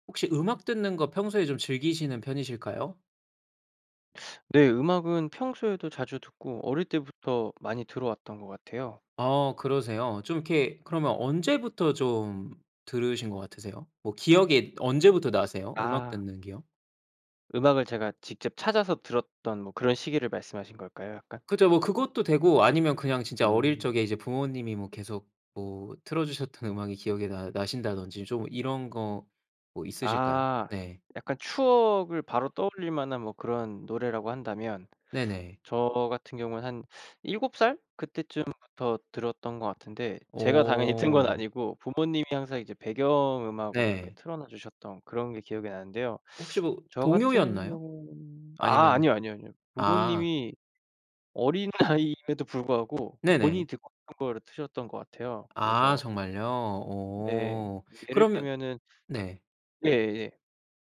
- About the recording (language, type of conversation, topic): Korean, podcast, 어떤 노래가 어린 시절을 가장 잘 떠올리게 하나요?
- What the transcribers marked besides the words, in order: teeth sucking; laughing while speaking: "틀어주셨던"; teeth sucking; other background noise; laughing while speaking: "튼 건 아니고"; teeth sucking; laughing while speaking: "아이임에도"; teeth sucking